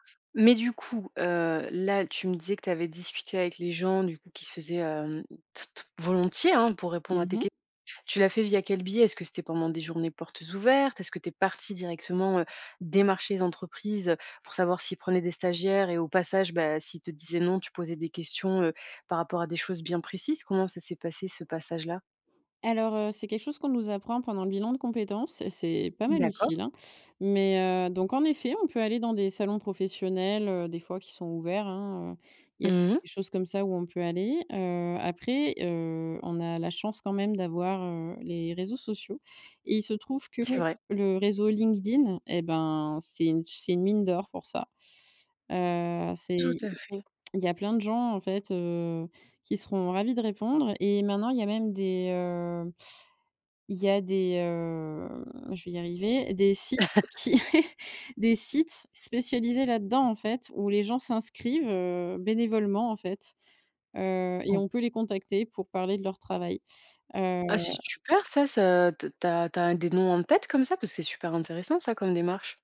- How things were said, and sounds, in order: drawn out: "hem"; chuckle; laughing while speaking: "qui"; unintelligible speech
- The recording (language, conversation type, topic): French, podcast, Comment peut-on tester une idée de reconversion sans tout quitter ?